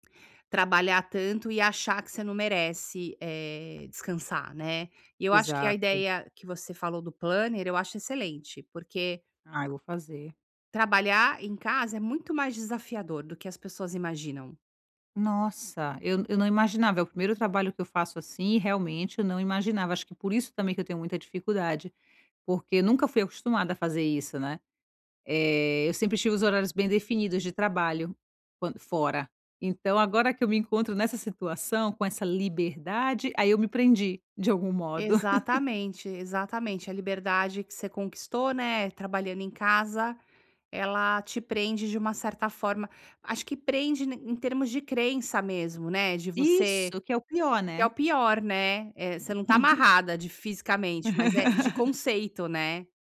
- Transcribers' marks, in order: in English: "planner"; laugh; chuckle; laugh
- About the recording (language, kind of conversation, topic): Portuguese, advice, Como posso criar uma rotina diária de descanso sem sentir culpa?